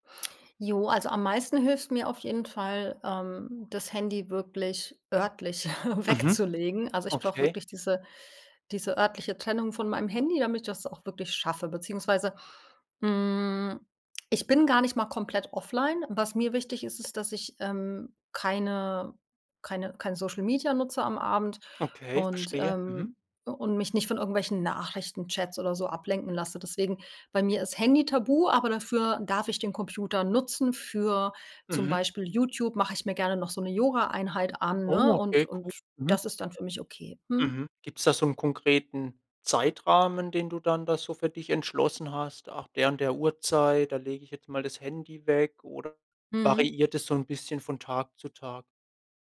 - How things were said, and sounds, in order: chuckle; other background noise
- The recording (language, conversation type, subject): German, podcast, Welche Routinen helfen dir, abends offline zu bleiben?